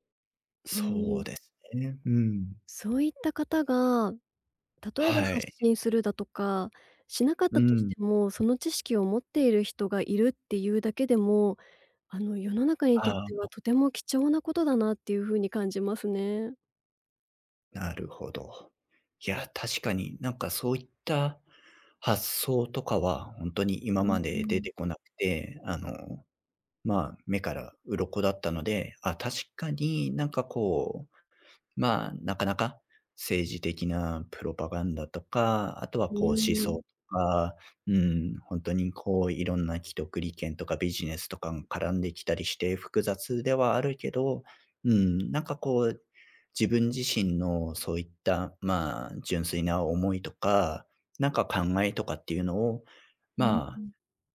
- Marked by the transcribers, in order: other background noise; in English: "プロパガンダ"
- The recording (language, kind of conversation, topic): Japanese, advice, 別れた直後のショックや感情をどう整理すればよいですか？